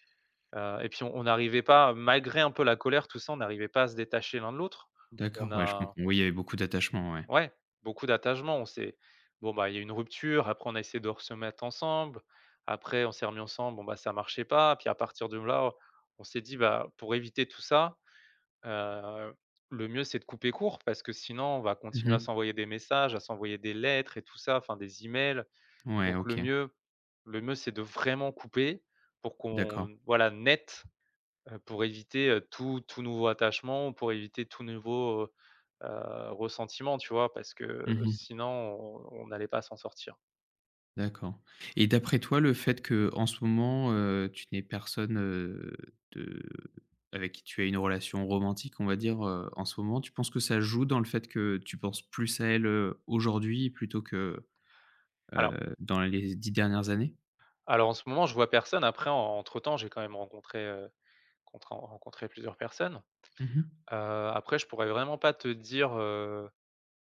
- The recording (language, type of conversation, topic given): French, advice, Pourquoi est-il si difficile de couper les ponts sur les réseaux sociaux ?
- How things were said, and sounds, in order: stressed: "vraiment"; stressed: "net"